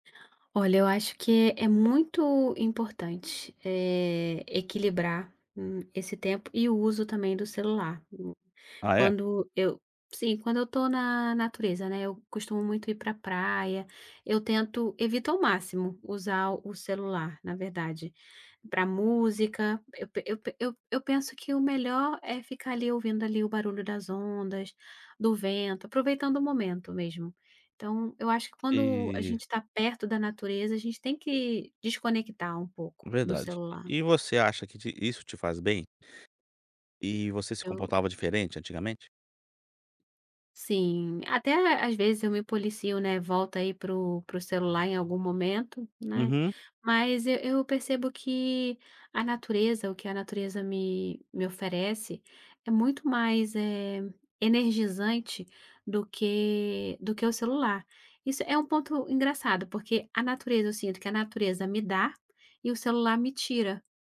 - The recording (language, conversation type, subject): Portuguese, podcast, Como você equilibra o uso do celular com o tempo ao ar livre?
- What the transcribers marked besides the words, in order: tapping